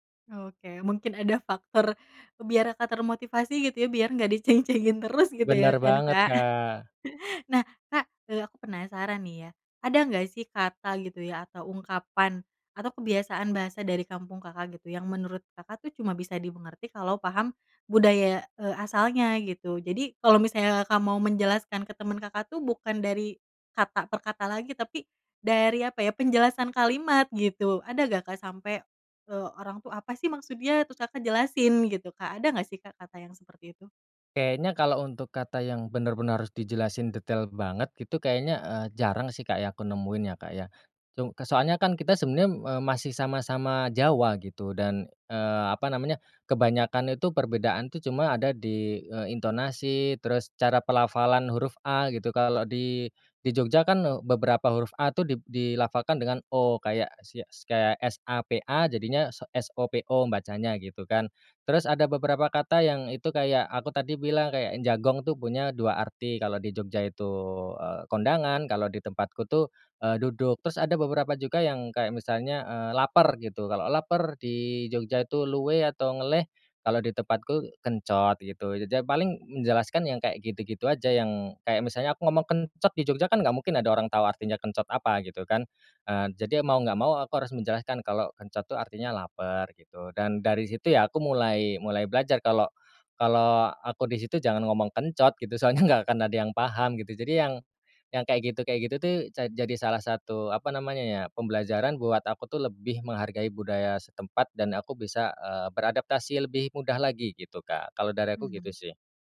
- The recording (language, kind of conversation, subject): Indonesian, podcast, Bagaimana bahasa ibu memengaruhi rasa identitasmu saat kamu tinggal jauh dari kampung halaman?
- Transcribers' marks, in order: laughing while speaking: "diceng-cengin terus"; chuckle; in Javanese: "jagong"; in Javanese: "luwe"; in Javanese: "ngeleh"; in Javanese: "kencot"; in Javanese: "kencot"; in Javanese: "kencot"; in Javanese: "kencot"; in Javanese: "kencot"; laughing while speaking: "nggak"